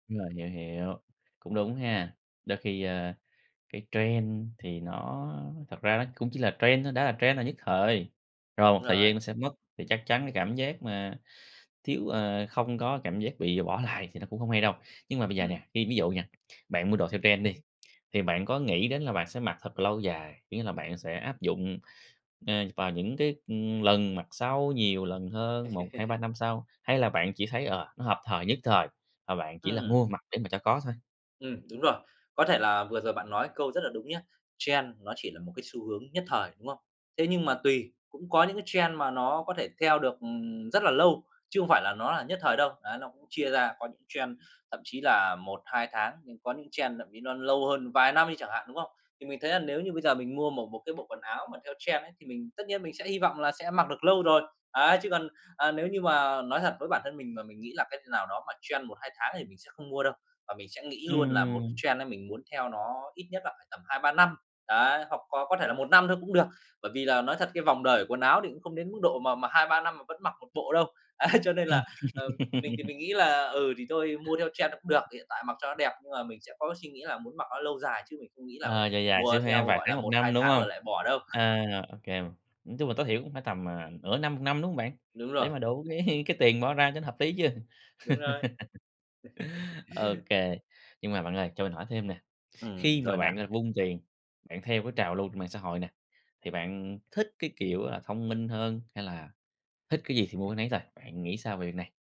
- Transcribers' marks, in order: in English: "trend"; in English: "trend"; in English: "trend"; in English: "trend"; tapping; laugh; in English: "Trend"; in English: "trend"; in English: "trend"; in English: "trend"; in English: "trend"; in English: "trend"; in English: "trend"; laughing while speaking: "Ấy"; laugh; in English: "trend"; other background noise; chuckle; laughing while speaking: "cái"; laugh; chuckle
- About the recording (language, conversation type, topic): Vietnamese, podcast, Mạng xã hội thay đổi cách bạn ăn mặc như thế nào?